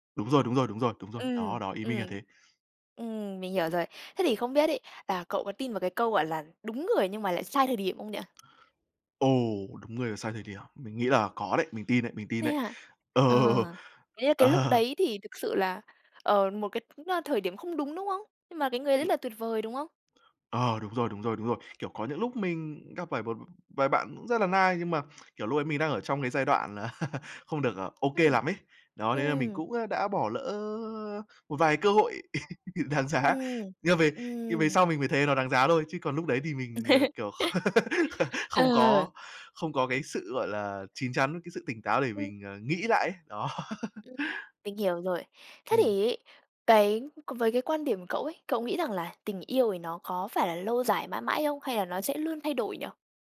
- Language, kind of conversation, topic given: Vietnamese, podcast, Bạn quyết định như thế nào để biết một mối quan hệ nên tiếp tục hay nên kết thúc?
- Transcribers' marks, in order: tapping; laughing while speaking: "Ờ. Ờ"; in English: "nice"; laugh; laugh; laughing while speaking: "đáng giá"; laugh; laugh; other background noise; laughing while speaking: "Đó"; laugh